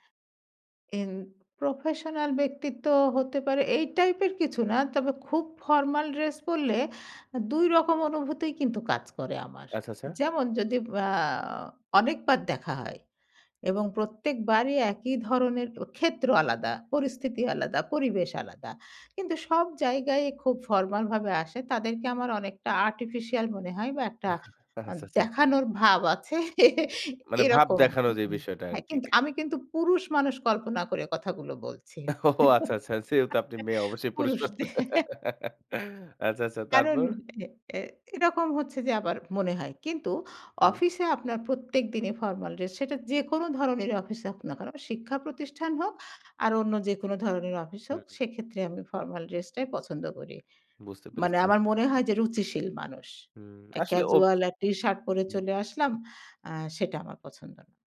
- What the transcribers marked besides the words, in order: tapping; in English: "artificial"; chuckle; chuckle; laughing while speaking: "ওহহো আচ্ছা, আচ্ছা ছেহেতু আপনি মেয়ে অবশ্যই পরিষ্পার। আচ্ছা, আচ্ছা তারপর?"; "সেহেতু" said as "ছেহেতু"; laugh; laughing while speaking: "পুরুষদে"; "পরিষ্কার" said as "পরিষ্পার"
- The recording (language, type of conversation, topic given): Bengali, podcast, পোশাক ও সাজ-গোছ কীভাবে মানুষের মনে প্রথম ছাপ তৈরি করে?